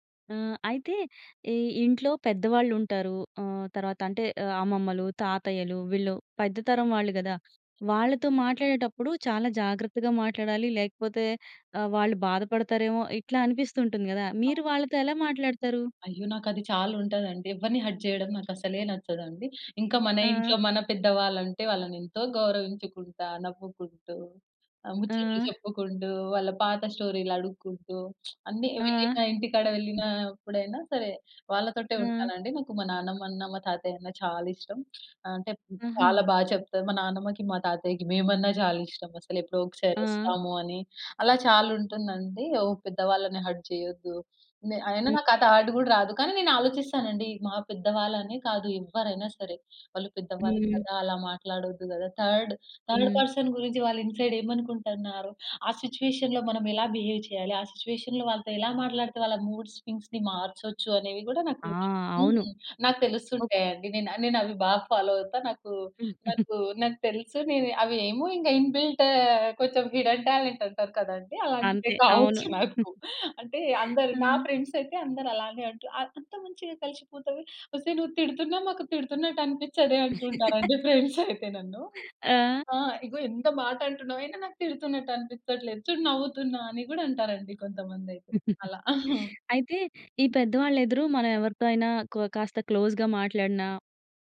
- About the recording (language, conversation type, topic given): Telugu, podcast, చిన్న చిన్న సంభాషణలు ఎంతవరకు సంబంధాలను బలోపేతం చేస్తాయి?
- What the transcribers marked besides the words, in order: in English: "హర్ట్"; other background noise; in English: "హర్ట్"; in English: "థాట్"; in English: "థర్డ్ థర్డ్ పర్సన్"; in English: "ఇన్సైడ్"; in English: "సిట్యుయేషన్‌లో"; in English: "బిహేవ్"; in English: "సిట్యుయేషన్‌లో"; in English: "మూడ్ స్వింగ్స్‌ని"; chuckle; in English: "ఫాలో"; in English: "ఇన్బిల్ట్"; in English: "హిడెన్ టాలెంట్"; chuckle; in English: "ఫ్రెండ్స్"; laugh; laughing while speaking: "ఫ్రెండ్స్ అయితే నన్ను"; in English: "ఫ్రెండ్స్"; chuckle; in English: "క్లోజ్‌గా"